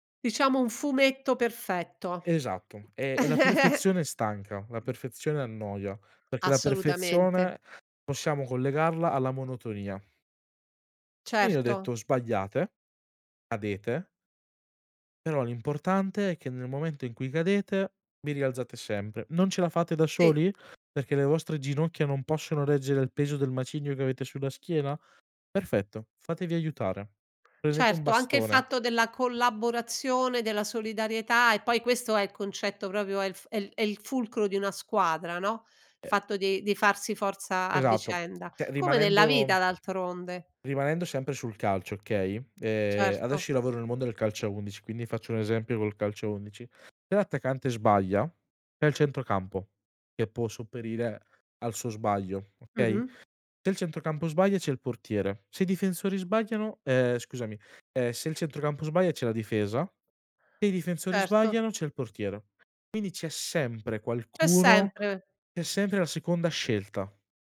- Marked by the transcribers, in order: laugh; other background noise; "cioè" said as "ceh"
- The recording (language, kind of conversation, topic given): Italian, podcast, Come affronti la paura di sbagliare una scelta?